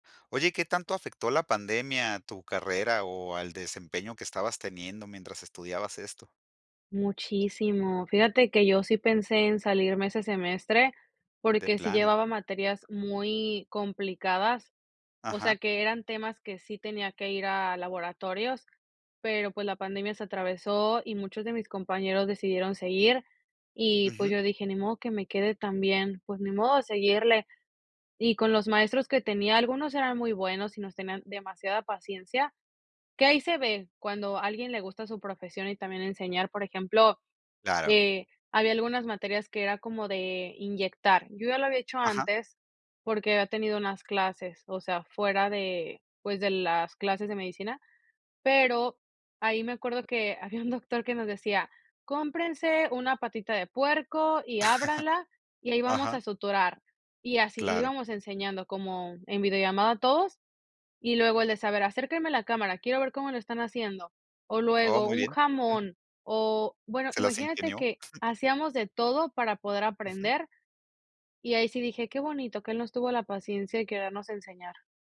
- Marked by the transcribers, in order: laughing while speaking: "había un doctor"; chuckle; chuckle
- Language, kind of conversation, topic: Spanish, podcast, ¿Cómo te motivas para estudiar cuando te aburres?